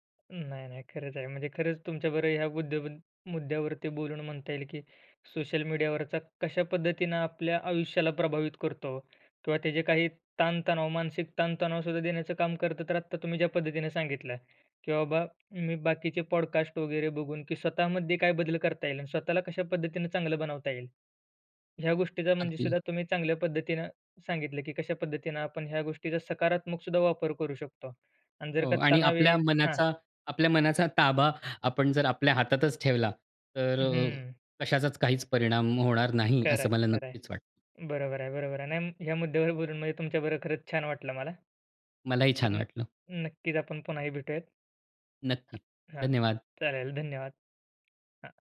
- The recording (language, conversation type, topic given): Marathi, podcast, सोशल मीडियावरील तुलना आपल्या मनावर कसा परिणाम करते, असं तुम्हाला वाटतं का?
- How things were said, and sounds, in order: tapping; in English: "पॉडकास्ट"